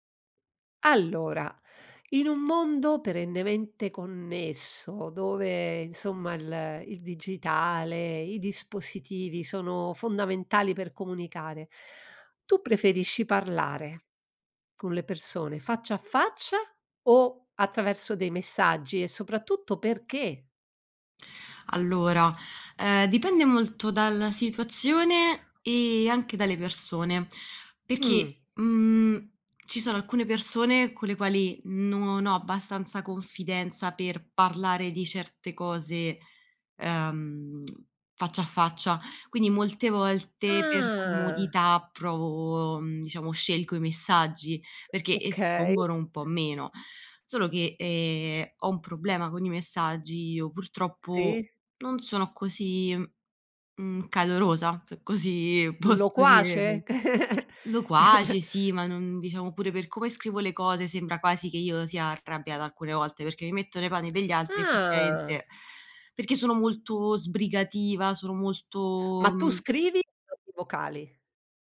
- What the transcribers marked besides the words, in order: other background noise; other noise; "non" said as "nuon"; stressed: "Ah"; laughing while speaking: "posso dire"; unintelligible speech; chuckle; stressed: "Ah"
- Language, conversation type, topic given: Italian, podcast, Preferisci parlare di persona o via messaggio, e perché?